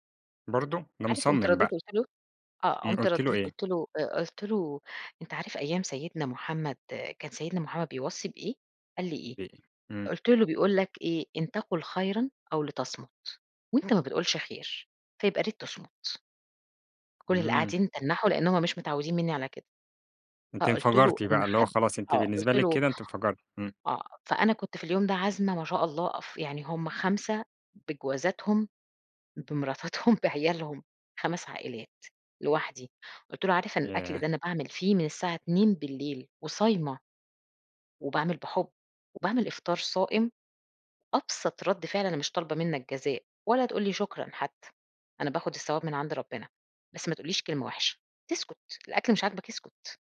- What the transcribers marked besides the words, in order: tapping; unintelligible speech
- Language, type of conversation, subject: Arabic, podcast, إزاي تدي نقد من غير ما تجرح؟